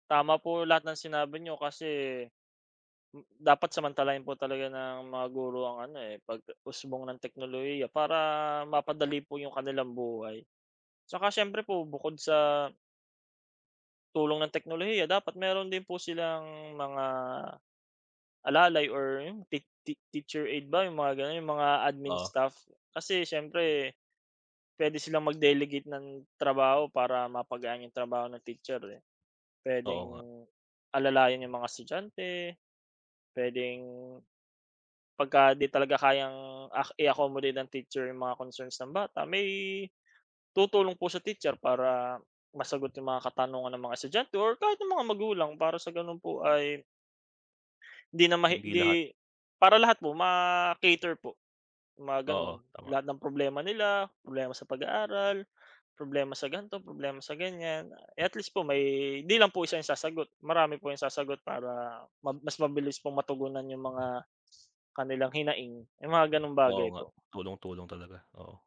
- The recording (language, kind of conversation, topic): Filipino, unstructured, Paano sa palagay mo dapat magbago ang sistema ng edukasyon?
- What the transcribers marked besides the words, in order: other background noise